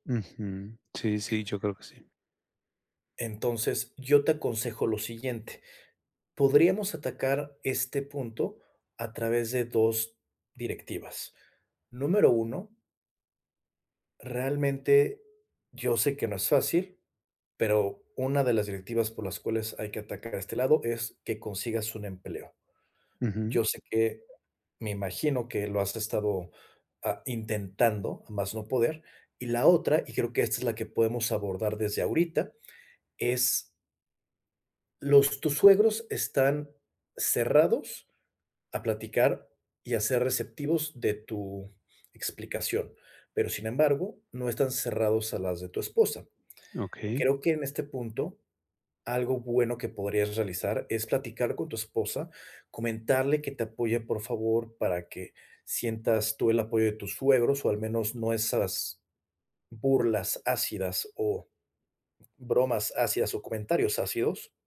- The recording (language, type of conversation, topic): Spanish, advice, ¿Cómo puedo mantener la calma cuando alguien me critica?
- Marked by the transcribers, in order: tapping